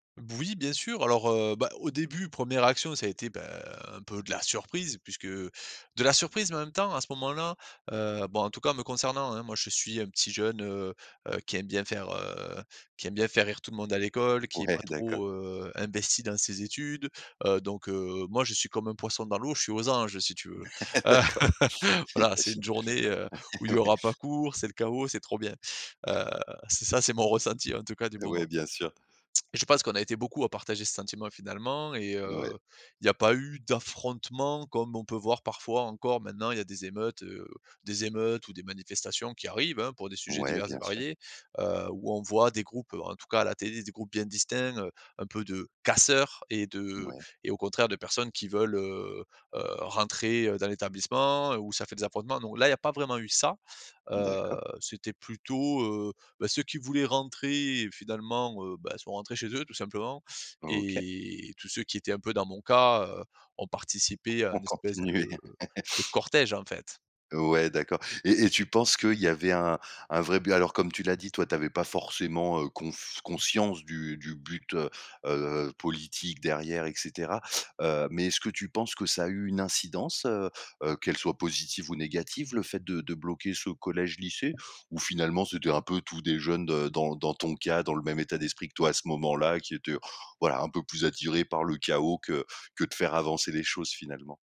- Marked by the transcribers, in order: "Oui" said as "boui"; laughing while speaking: "Ouais"; laugh; laughing while speaking: "D'accord. J'imagine. Ouais, ouais"; laugh; stressed: "casseurs"; stressed: "ça"; laughing while speaking: "Ont continué"; tapping
- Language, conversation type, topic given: French, podcast, As-tu déjà été bloqué à cause d’une grève ou d’une manifestation ?